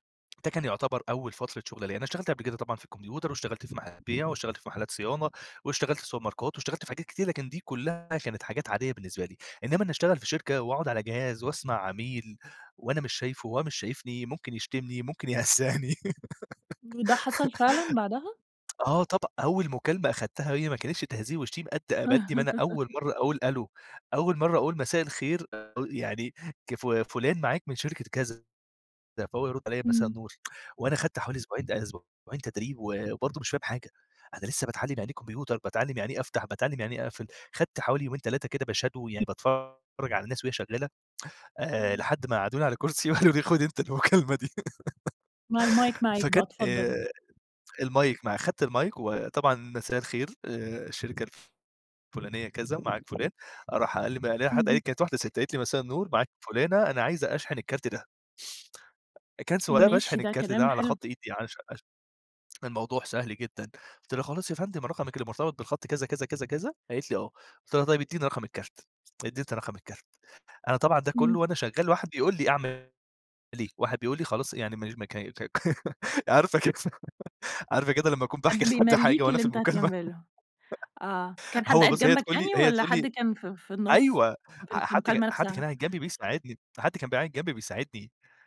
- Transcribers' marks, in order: tapping; other background noise; in English: "سوبر ماركات"; laughing while speaking: "يهزأني"; giggle; laugh; tsk; in English: "باshadow"; laughing while speaking: "ما قعدوني على كرسي وقالوا لي خُد أنت المكالمة دي"; in English: "المايك"; giggle; in English: "المايك"; in English: "المايك"; unintelligible speech; unintelligible speech; laughing while speaking: "عارفة كده عارفة كده لما أكون باحكِي لحد حاجة وأنا في المكالمة"; giggle; giggle
- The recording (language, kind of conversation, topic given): Arabic, podcast, إيه اللي حصل في أول يوم ليك في شغلك الأول؟